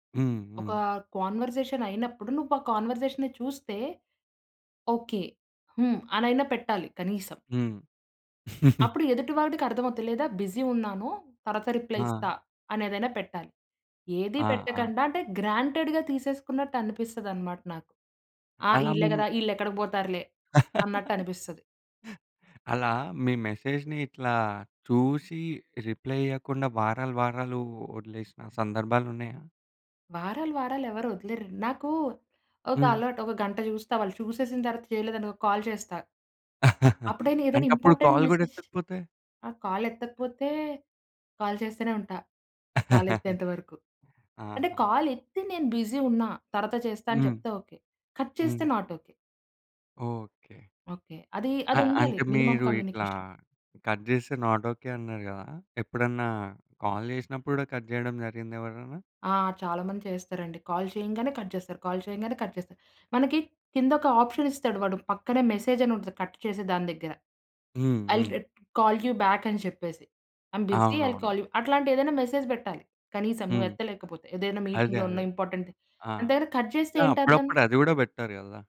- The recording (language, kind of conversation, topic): Telugu, podcast, ఒకరు మీ సందేశాన్ని చూసి కూడా వెంటనే జవాబు ఇవ్వకపోతే మీరు ఎలా భావిస్తారు?
- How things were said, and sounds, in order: in English: "కాన్వర్జేషన్"; in English: "కాన్వర్జేషన్‌ని"; chuckle; in English: "బిజీ"; in English: "రిప్లై"; in English: "గ్రాంటెడ్‌గా"; other background noise; laugh; in English: "మెసేజ్‌ని"; in English: "రిప్లై"; in English: "కాల్"; chuckle; in English: "కాల్"; in English: "ఇంపార్టెంట్ మెసేజ్"; in English: "కాల్"; laugh; in English: "బిజీ"; in English: "కట్"; in English: "నాట్ ఓకే"; in English: "మినిమమ్ కమ్యూనికేషన్"; in English: "కట్"; in English: "నాట్ ఓకే"; in English: "కాల్"; in English: "కట్"; in English: "కాల్"; in English: "కట్"; in English: "కాల్"; in English: "కట్"; in English: "మెసేజ్"; in English: "కట్"; in English: "ఐ యామ్ బిజీ, ఐ విల్ కాల్ యూ"; in English: "మెసేజ్"; in English: "మీటింగ్‌లో"; in English: "ఇంపార్టెంట్"; in English: "కట్"